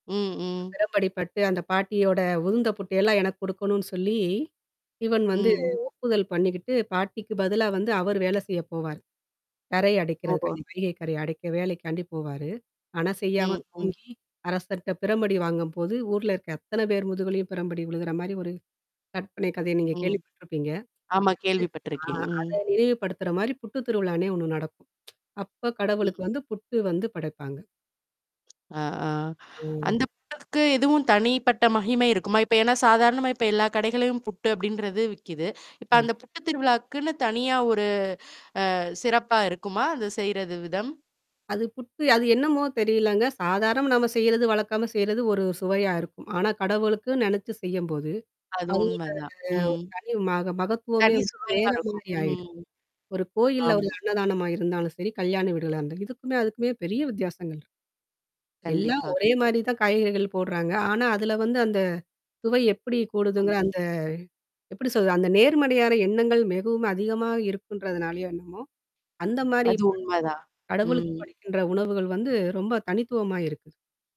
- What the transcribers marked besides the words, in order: distorted speech; other background noise; unintelligible speech; other noise; static; tapping; unintelligible speech
- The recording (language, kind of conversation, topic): Tamil, podcast, மரபு உணவுகள் உங்கள் வாழ்க்கையில் எந்த இடத்தைப் பெற்றுள்ளன?